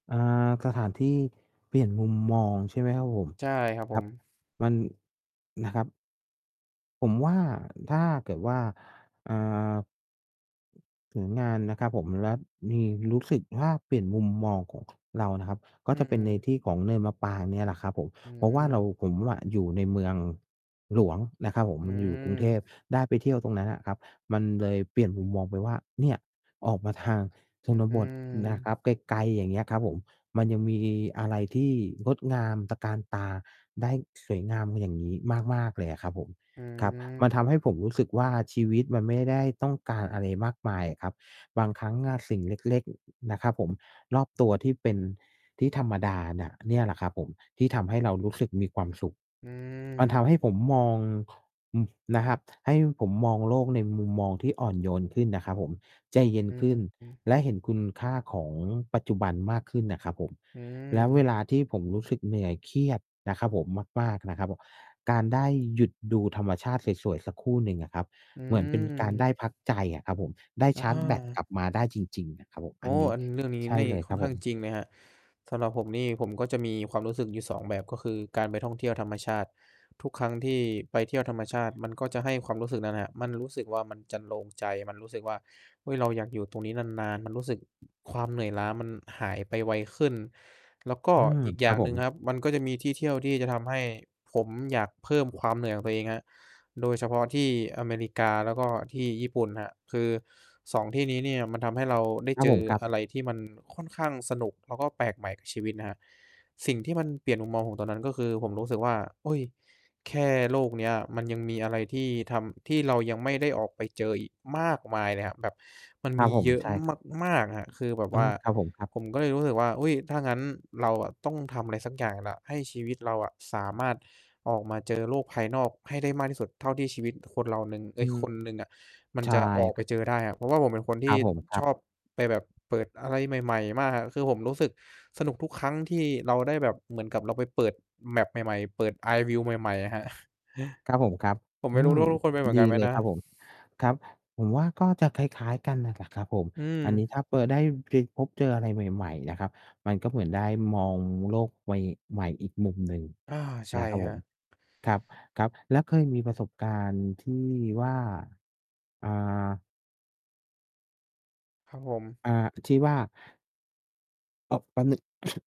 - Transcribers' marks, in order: distorted speech; tapping; other background noise; in English: "map"; in English: "eye view"; laughing while speaking: "ครับ"; chuckle; "ไป" said as "เปอ"; unintelligible speech
- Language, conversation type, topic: Thai, unstructured, คุณเคยรู้สึกประหลาดใจกับความงามของธรรมชาติที่มาแบบไม่ทันตั้งตัวไหม?